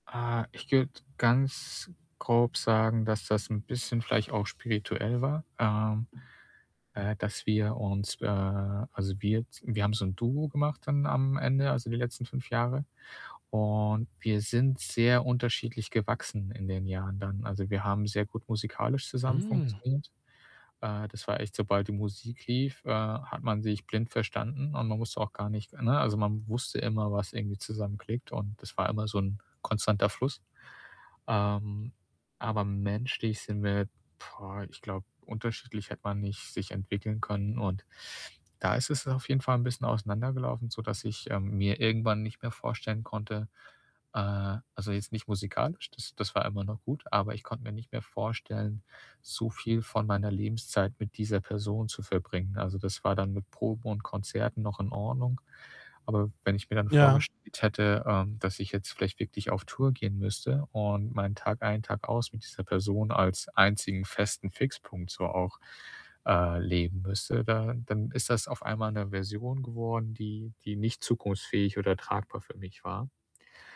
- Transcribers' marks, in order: static; other background noise; distorted speech
- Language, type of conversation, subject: German, podcast, Wie behältst du die Hoffnung, wenn es lange dauert?